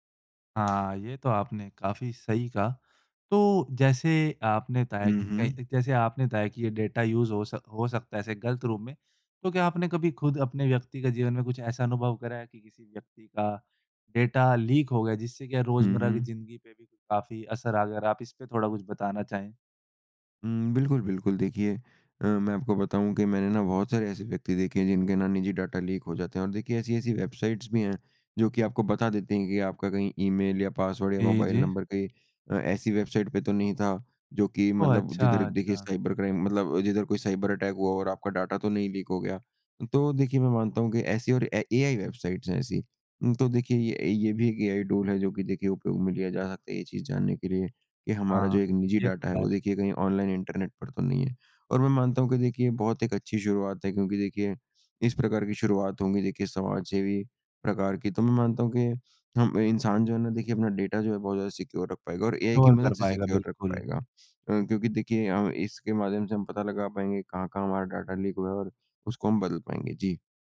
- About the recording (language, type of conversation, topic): Hindi, podcast, एआई टूल्स को आपने रोज़मर्रा की ज़िंदगी में कैसे आज़माया है?
- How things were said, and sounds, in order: tapping; in English: "यूज़"; in English: "लीक"; in English: "लीक"; in English: "सिक्योर"; in English: "सिक्योर"; in English: "सिक्योर"; in English: "लीक"